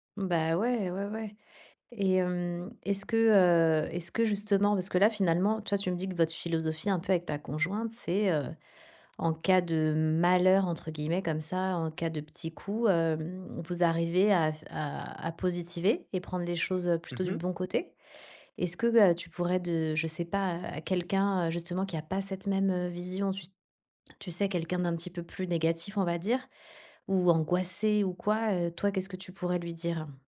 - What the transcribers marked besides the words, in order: tapping
- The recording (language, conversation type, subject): French, podcast, As-tu déjà raté un train pour mieux tomber ailleurs ?